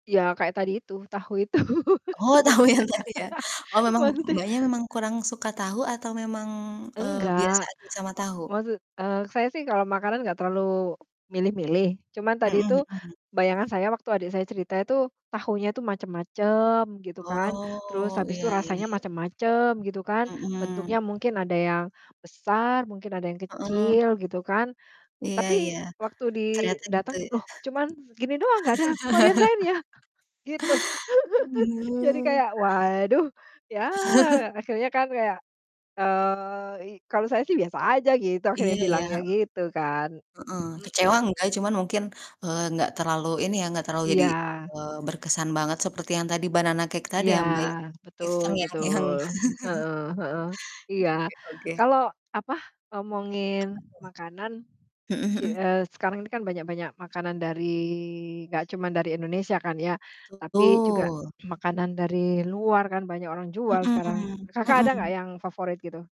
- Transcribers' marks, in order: laughing while speaking: "itu, sebenernya"; laughing while speaking: "tahu yang tadi, ya?"; laugh; static; distorted speech; drawn out: "Oh"; laugh; chuckle; laugh; chuckle; other background noise; mechanical hum; tapping; chuckle; drawn out: "dari"; throat clearing
- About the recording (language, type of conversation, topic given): Indonesian, unstructured, Apa pengalaman paling berkesan saat kamu mencoba makanan baru?